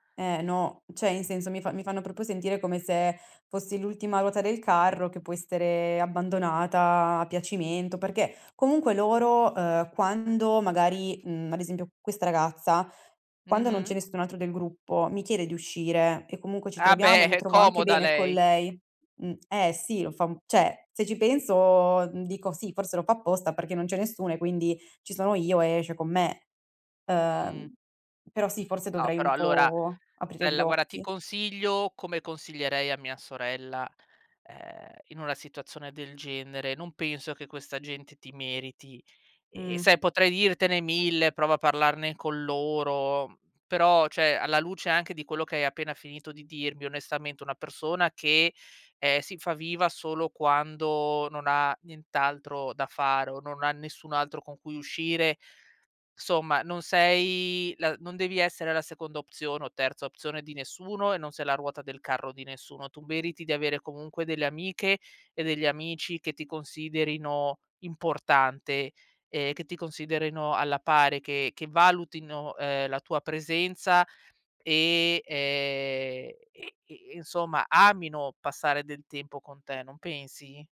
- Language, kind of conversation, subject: Italian, advice, Come ti senti quando ti senti escluso durante gli incontri di gruppo?
- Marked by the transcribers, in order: "cioè" said as "ceh"; "cioè" said as "ceh"; "cioè" said as "ceh"